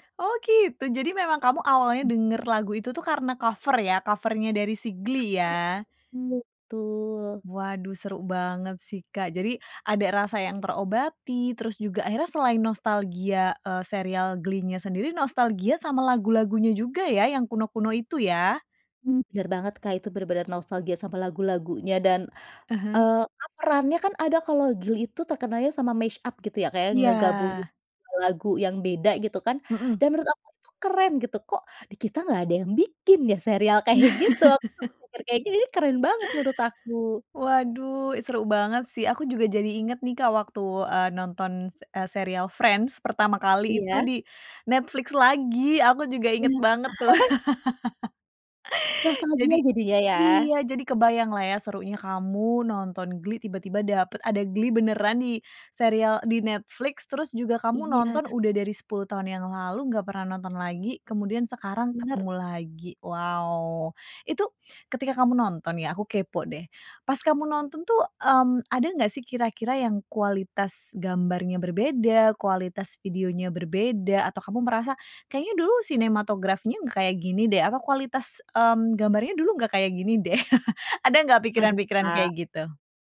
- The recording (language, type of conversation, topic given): Indonesian, podcast, Bagaimana pengalaman kamu menemukan kembali serial televisi lama di layanan streaming?
- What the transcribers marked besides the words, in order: unintelligible speech; in English: "mash-up"; chuckle; chuckle; laugh; chuckle